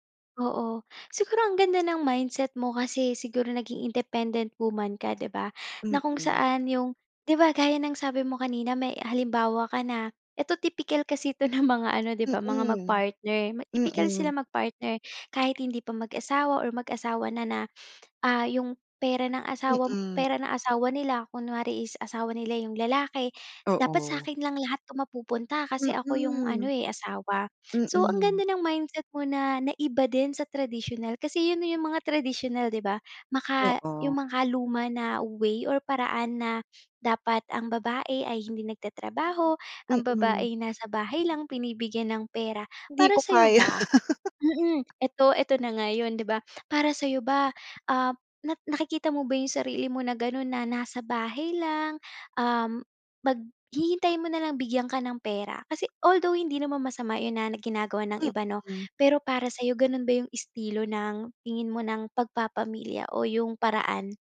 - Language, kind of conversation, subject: Filipino, podcast, Paano mo maipapaliwanag sa pamilya ang kanilang mga inaasahan tungkol sa pag-aasawa?
- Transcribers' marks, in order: other background noise; tapping; laugh